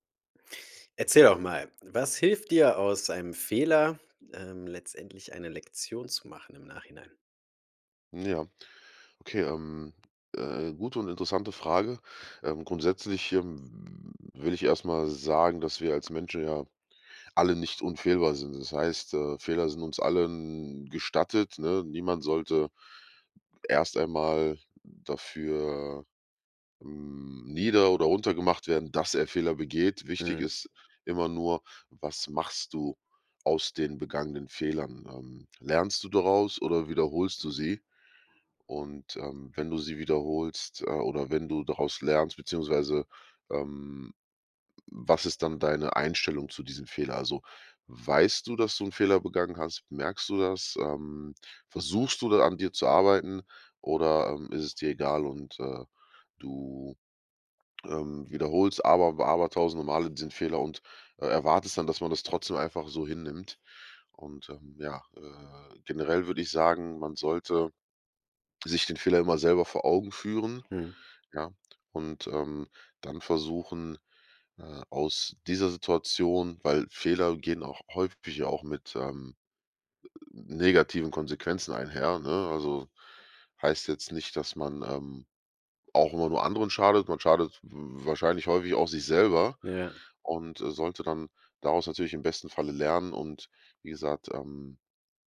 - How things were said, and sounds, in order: none
- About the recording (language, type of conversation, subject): German, podcast, Was hilft dir, aus einem Fehler eine Lektion zu machen?